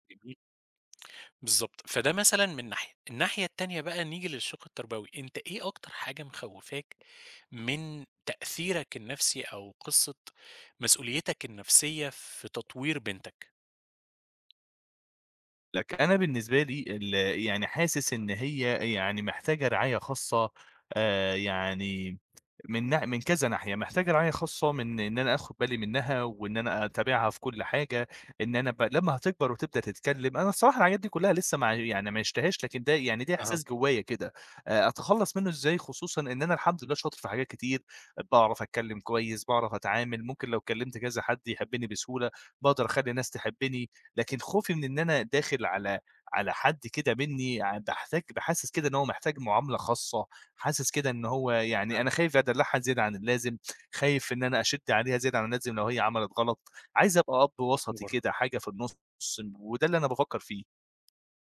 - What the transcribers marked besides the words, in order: tapping; tsk
- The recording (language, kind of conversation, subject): Arabic, advice, إزاي كانت تجربتك أول مرة تبقى أب/أم؟